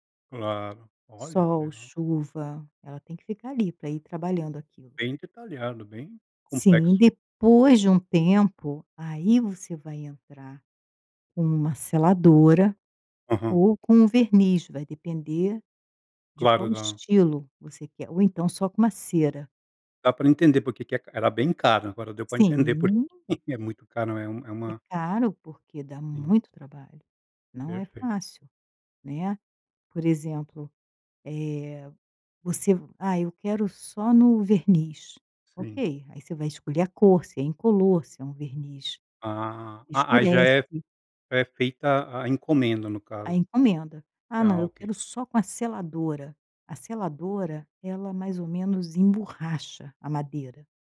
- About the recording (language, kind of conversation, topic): Portuguese, podcast, Você pode me contar uma história que define o seu modo de criar?
- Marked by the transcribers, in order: chuckle